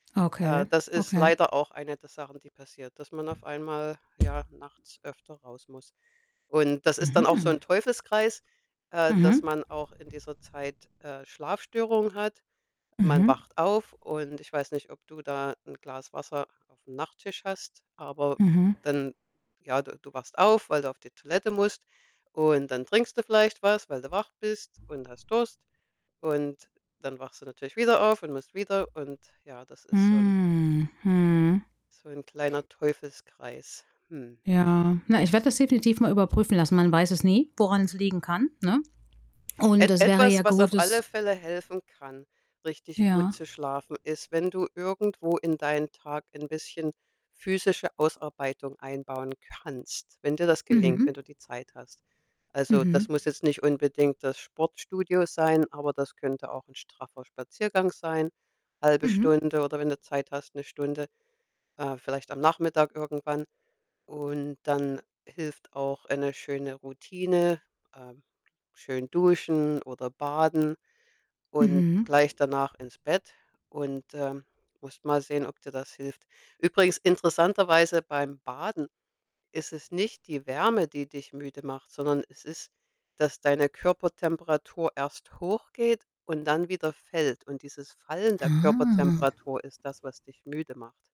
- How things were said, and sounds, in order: distorted speech; other background noise; static; tapping; drawn out: "Hm"; drawn out: "Ah"
- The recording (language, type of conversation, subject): German, advice, Wie äußern sich deine Tagesmüdigkeit und deine Konzentrationsprobleme bei der Arbeit?